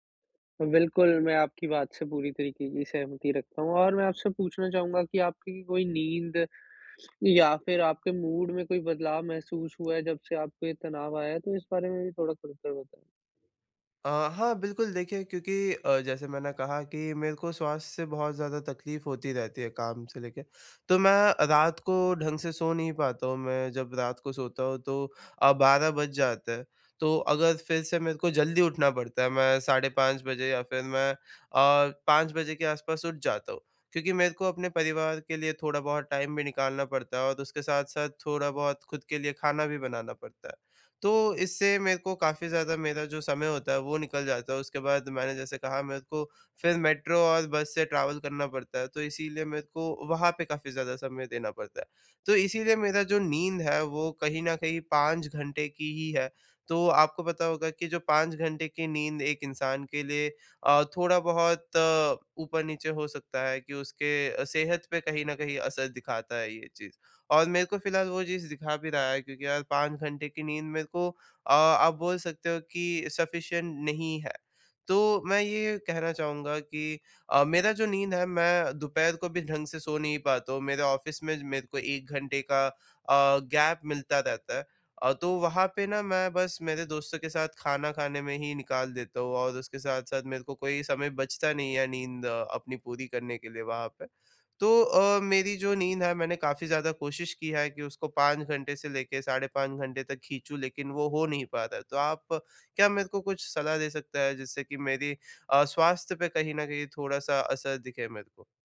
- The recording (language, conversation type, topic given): Hindi, advice, काम और स्वास्थ्य के बीच संतुलन बनाने के उपाय
- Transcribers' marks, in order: other background noise; in English: "मूड"; in English: "टाइम"; in English: "ट्रैवल"; unintelligible speech; in English: "सफ़िशिएंट"; in English: "ऑफिस"; in English: "गैप"